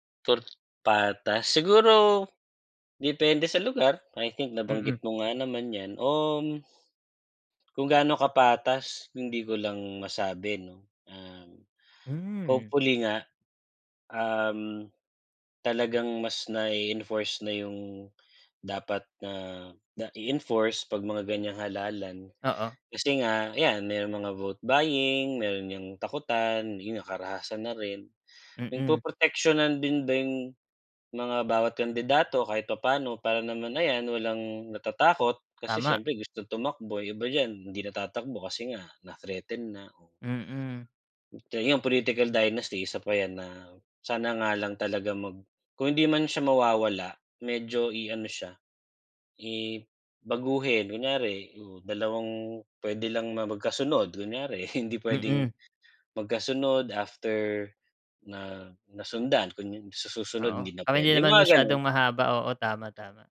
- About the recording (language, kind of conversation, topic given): Filipino, unstructured, Ano ang palagay mo sa sistema ng halalan sa bansa?
- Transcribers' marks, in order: other background noise; tapping